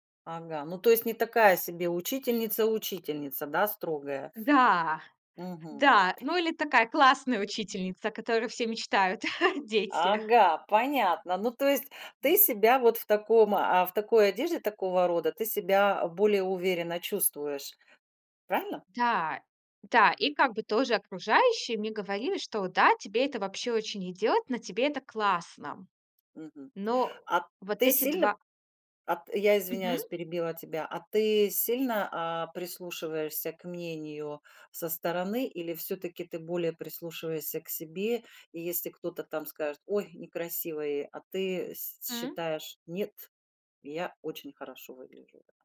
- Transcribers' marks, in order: other background noise; tapping; chuckle
- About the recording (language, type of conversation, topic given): Russian, podcast, Как выбирать одежду, чтобы она повышала самооценку?